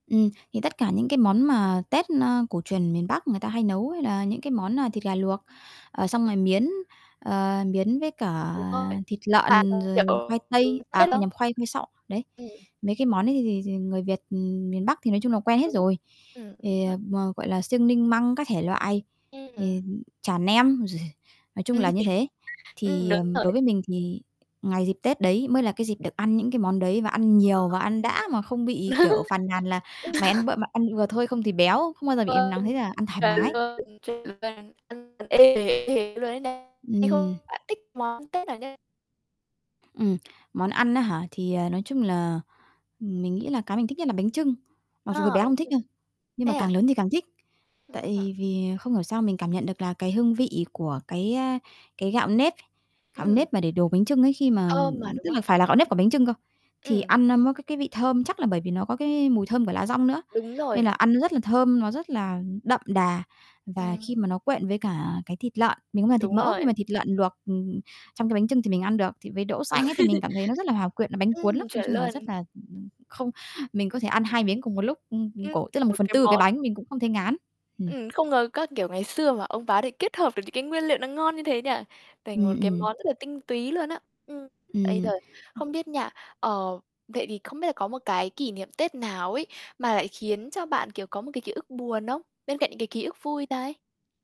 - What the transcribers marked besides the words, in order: other background noise; distorted speech; unintelligible speech; unintelligible speech; mechanical hum; unintelligible speech; other noise; unintelligible speech; tapping; unintelligible speech; laugh; unintelligible speech; static; laugh
- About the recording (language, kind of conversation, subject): Vietnamese, podcast, Kỷ ức Tết nào khiến bạn nhớ nhất?